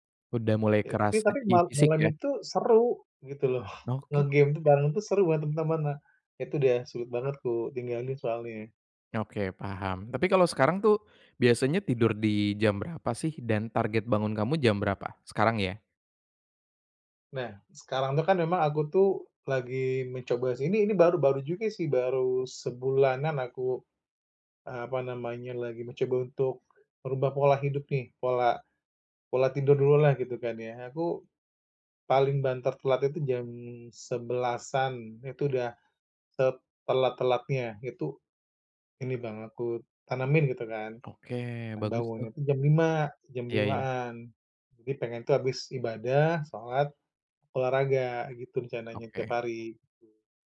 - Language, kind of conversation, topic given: Indonesian, advice, Bagaimana cara membangun kebiasaan disiplin diri yang konsisten?
- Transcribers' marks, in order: laughing while speaking: "gitu loh"; other background noise